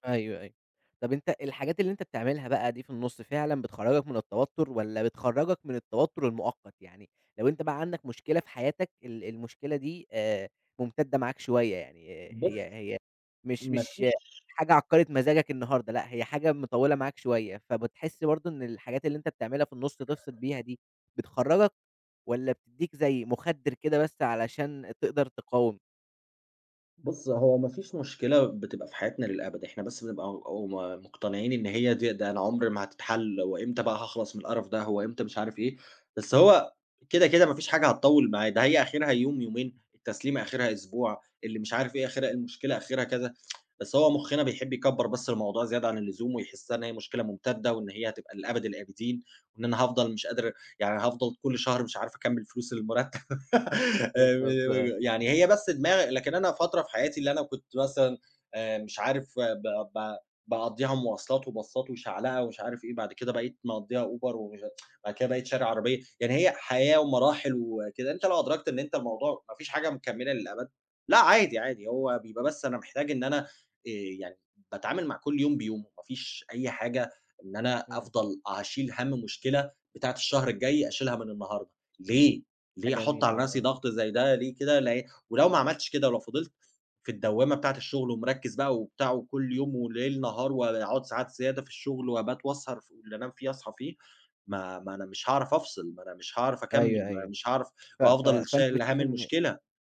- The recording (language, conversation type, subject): Arabic, podcast, إزاي بتفرّغ توتر اليوم قبل ما تنام؟
- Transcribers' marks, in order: tsk; laughing while speaking: "المرتب"; chuckle; laugh; unintelligible speech; in English: "وباصات"; unintelligible speech; tsk